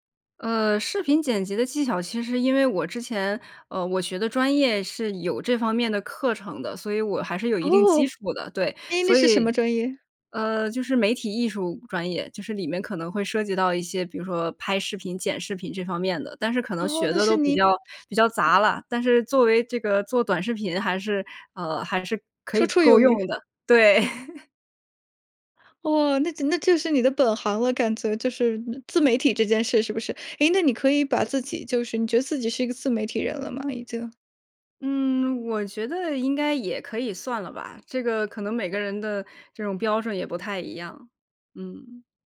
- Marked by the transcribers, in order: surprised: "哦，哎，那是什么专业？"; other noise; other background noise; laugh
- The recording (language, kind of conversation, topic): Chinese, podcast, 你怎么让观众对作品产生共鸣?